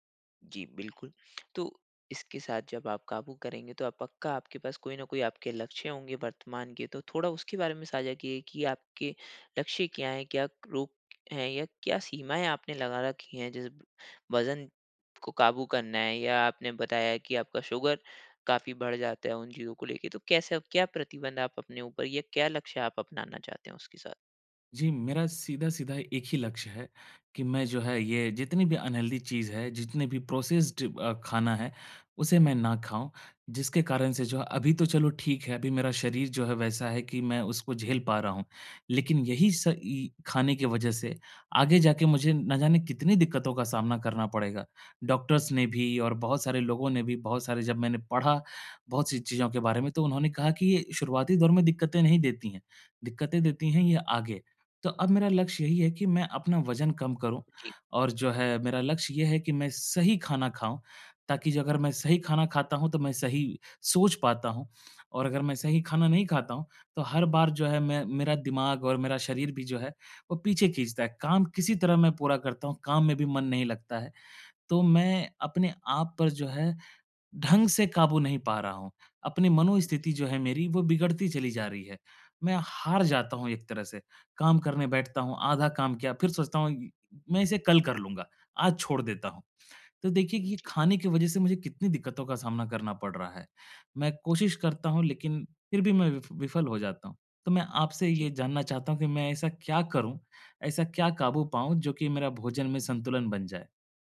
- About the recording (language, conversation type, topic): Hindi, advice, सामाजिक भोजन के दौरान मैं संतुलन कैसे बनाए रखूँ और स्वस्थ कैसे रहूँ?
- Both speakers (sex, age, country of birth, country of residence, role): male, 25-29, India, India, advisor; male, 25-29, India, India, user
- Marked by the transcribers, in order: tapping; in English: "अनहेल्दी"; in English: "प्रोसेस्ड"; in English: "डॉक्टर्स"